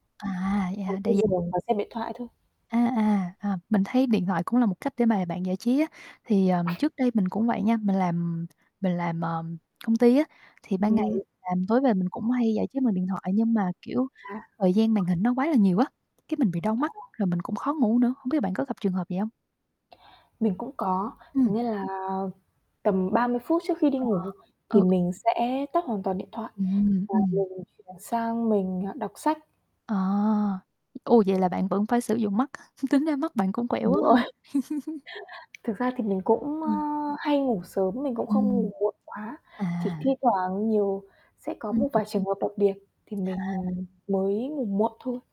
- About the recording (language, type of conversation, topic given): Vietnamese, unstructured, Bạn thường làm gì khi cảm thấy căng thẳng?
- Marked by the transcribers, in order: tapping; static; distorted speech; other background noise; chuckle; laughing while speaking: "rồi"; chuckle